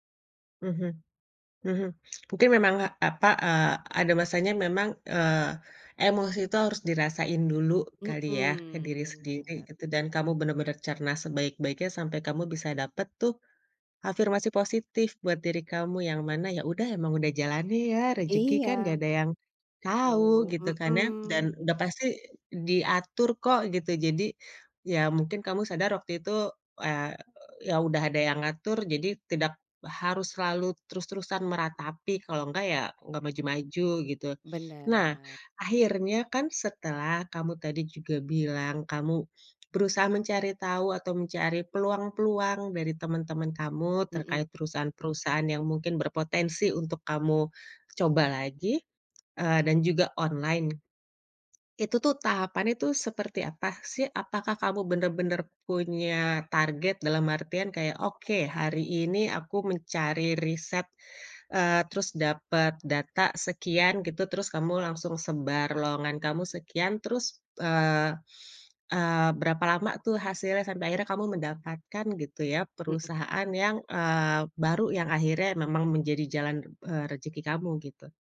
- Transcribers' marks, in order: none
- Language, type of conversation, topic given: Indonesian, podcast, Bagaimana cara Anda biasanya bangkit setelah mengalami kegagalan?